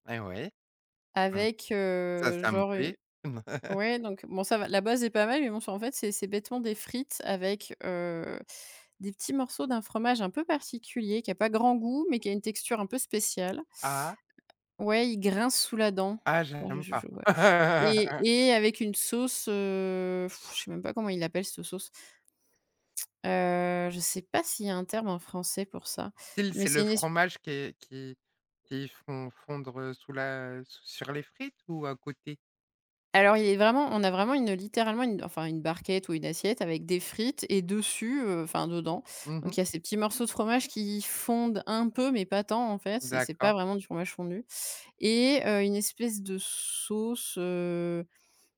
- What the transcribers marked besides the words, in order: chuckle; tapping; laugh; blowing; tsk; other background noise; drawn out: "sauce"
- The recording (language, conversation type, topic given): French, podcast, Qu’est-ce qui te donne envie de goûter un plat inconnu en voyage ?